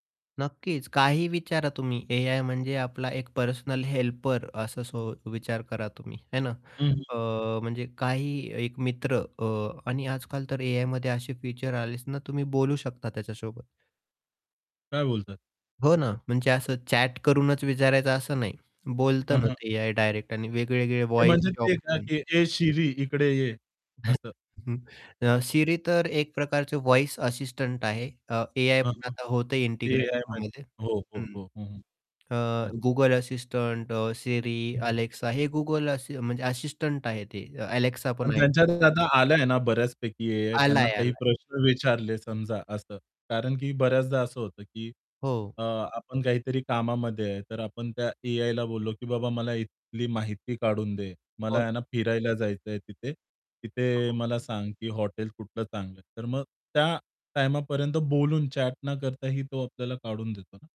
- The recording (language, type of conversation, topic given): Marathi, podcast, एआय आपल्या रोजच्या निर्णयांवर कसा परिणाम करेल?
- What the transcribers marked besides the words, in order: static; tapping; other background noise; in English: "चॅट"; distorted speech; in English: "व्हॉईस"; chuckle; in English: "व्हॉईस"; unintelligible speech; in English: "चॅट"